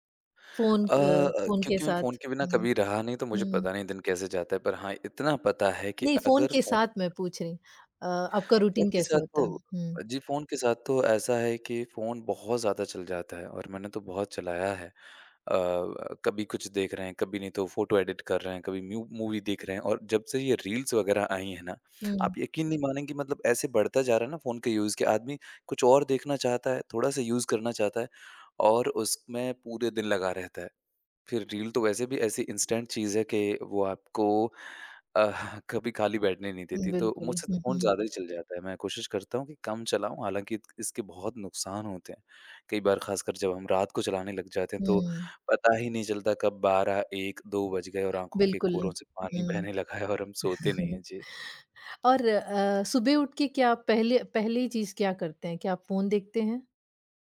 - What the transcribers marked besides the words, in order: in English: "रूटीन"; other background noise; in English: "एडिट"; in English: "मूवी"; in English: "रील्स"; in English: "यूज़"; in English: "यूज़"; in English: "इंस्टेंट"; chuckle; tapping; laughing while speaking: "बहने लगा है"; chuckle
- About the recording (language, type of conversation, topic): Hindi, podcast, फोन के बिना आपका एक दिन कैसे बीतता है?